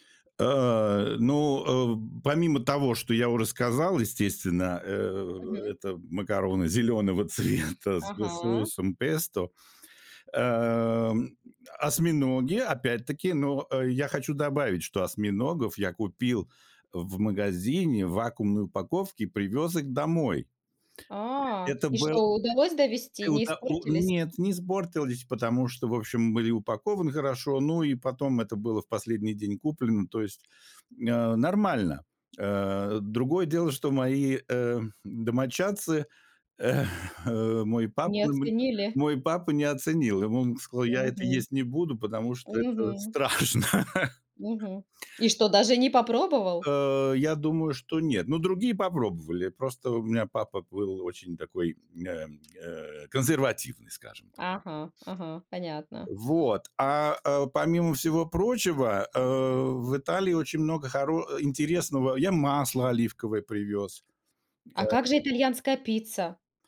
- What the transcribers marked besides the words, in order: chuckle; other background noise; chuckle; laughing while speaking: "страшно"; tapping
- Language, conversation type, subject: Russian, podcast, Какая еда за границей удивила тебя больше всего и почему?